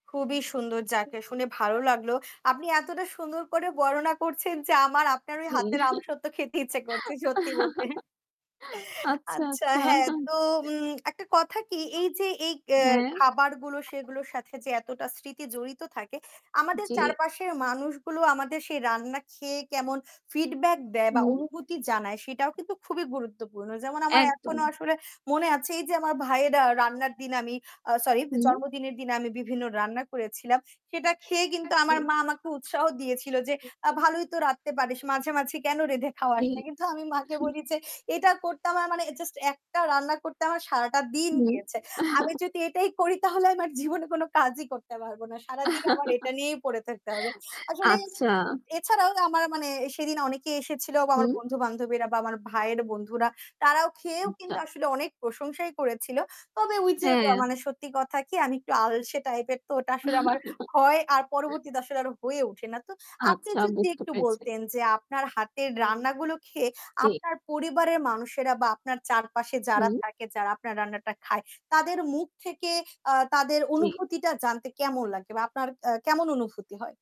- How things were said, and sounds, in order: static; laughing while speaking: "জি আচ্ছা, আচ্ছা"; chuckle; laughing while speaking: "খেতে ইচ্ছে করছে। সত্যি বলতে"; chuckle; other background noise; unintelligible speech; chuckle; laughing while speaking: "করি তাহলে আমার জীবনে কোনো কাজই করতে পারবো না"; laugh; chuckle
- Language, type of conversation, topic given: Bengali, unstructured, আপনি কি কখনও কোনো বিশেষ উৎসব উপলক্ষে খাবার রান্না করেছেন, আর সেই অভিজ্ঞতা কেমন ছিল?